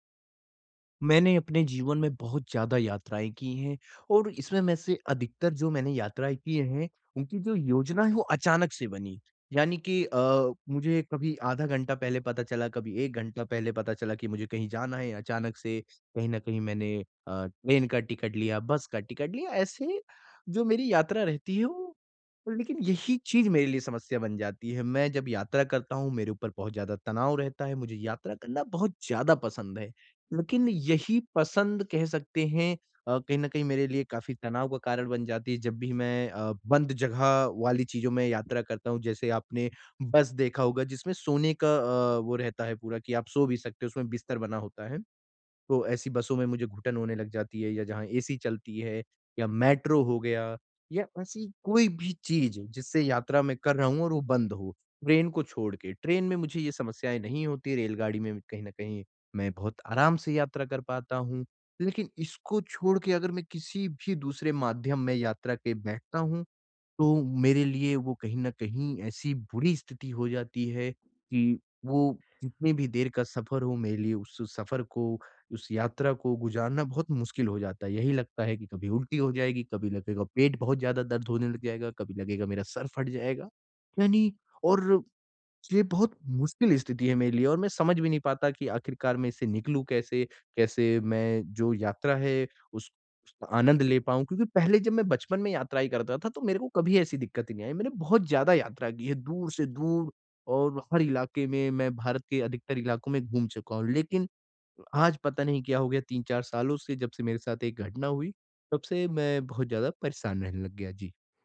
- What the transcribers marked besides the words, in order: tapping
- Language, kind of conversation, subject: Hindi, advice, मैं यात्रा की अनिश्चितता और तनाव को कैसे संभालूँ और यात्रा का आनंद कैसे लूँ?
- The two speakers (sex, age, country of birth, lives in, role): male, 20-24, India, India, user; male, 45-49, India, India, advisor